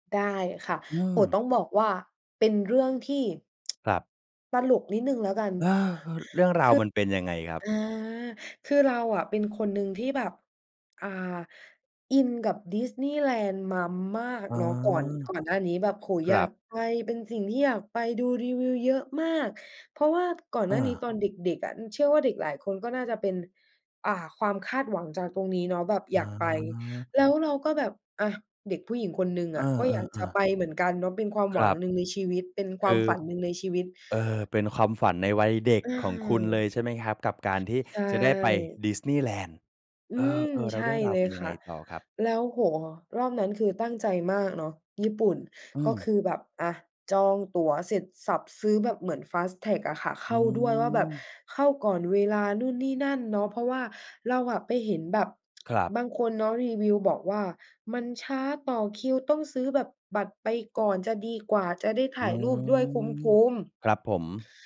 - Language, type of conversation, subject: Thai, podcast, เคยมีวันเดียวที่เปลี่ยนเส้นทางชีวิตคุณไหม?
- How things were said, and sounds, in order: tsk; in English: "fast track"; tsk